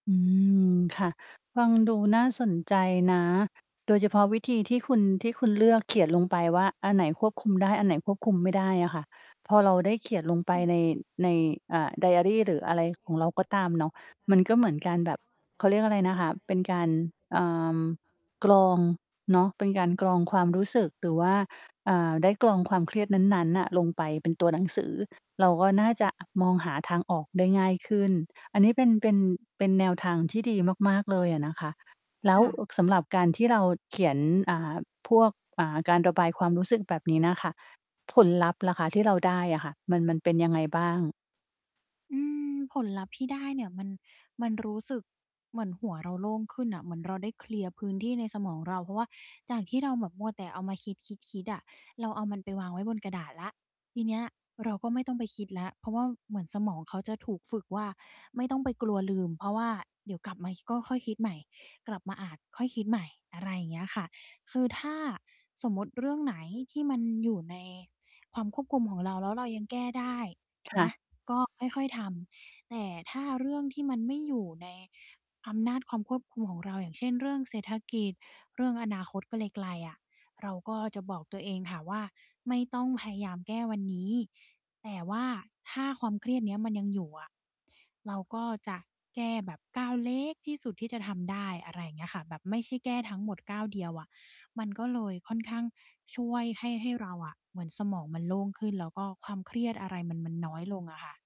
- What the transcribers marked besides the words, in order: distorted speech; stressed: "เล็ก"
- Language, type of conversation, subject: Thai, podcast, มีวิธีรับมือกับความเครียดในชีวิตประจำวันอย่างไรบ้าง?